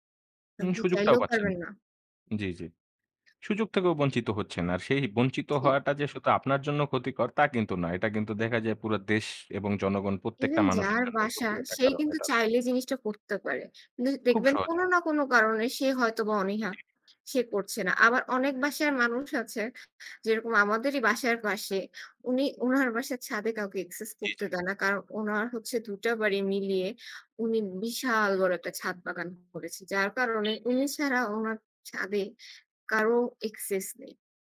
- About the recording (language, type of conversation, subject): Bengali, unstructured, শহরে গাছপালা কমে যাওয়ায় আপনি কেমন অনুভব করেন?
- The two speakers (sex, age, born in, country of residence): female, 25-29, Bangladesh, Bangladesh; male, 20-24, Bangladesh, Bangladesh
- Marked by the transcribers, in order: tapping; other noise; horn